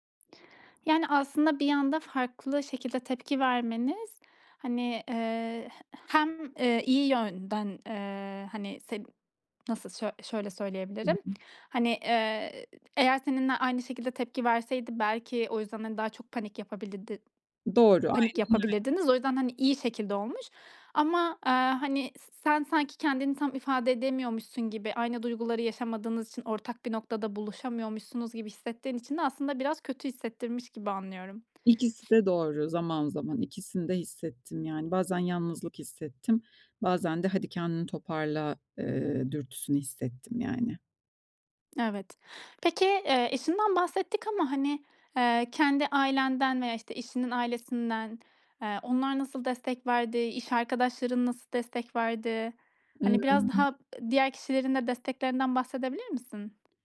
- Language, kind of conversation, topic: Turkish, podcast, Değişim için en cesur adımı nasıl attın?
- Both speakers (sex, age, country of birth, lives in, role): female, 30-34, Turkey, Estonia, host; female, 45-49, Turkey, Spain, guest
- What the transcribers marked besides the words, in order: "yapabilirdi" said as "yapabilidi"; sniff; unintelligible speech